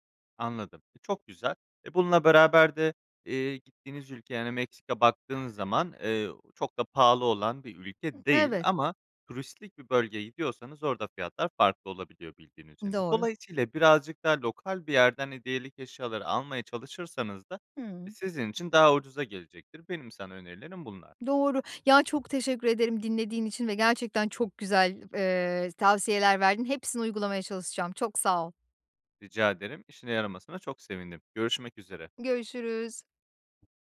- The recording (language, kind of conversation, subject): Turkish, advice, Zamanım ve bütçem kısıtlıyken iyi bir seyahat planını nasıl yapabilirim?
- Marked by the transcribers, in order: other background noise; other noise